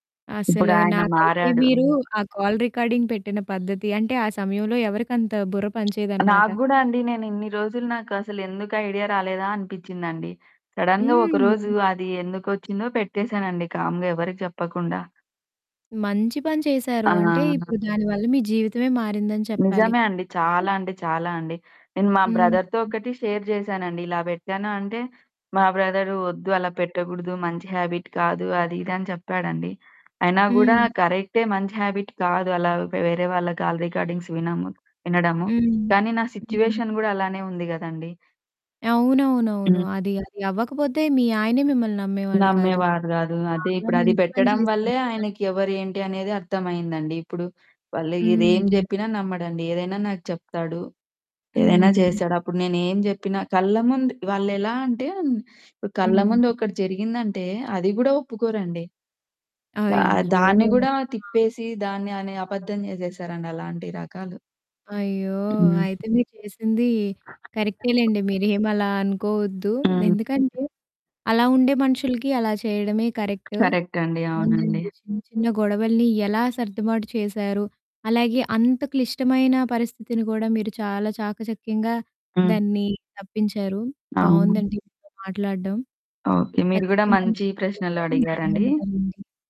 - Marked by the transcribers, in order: static; in English: "కాల్ రికార్డింగ్"; tapping; in English: "ఐడియా"; in English: "సడెన్‌గా"; in English: "కామ్‌గా"; other background noise; in English: "బ్రదర్‌తో"; in English: "షేర్"; in English: "హాబిట్"; in English: "హాబిట్"; in English: "కాల్ రికార్డింగ్స్"; in English: "సిట్యుయేషన్"; distorted speech; in English: "కరెక్ట్"; background speech
- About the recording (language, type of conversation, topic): Telugu, podcast, మీ ఇంట్లో సాధారణంగా గొడవలు ఎందుకు వస్తాయని మీరు అనుకుంటారు?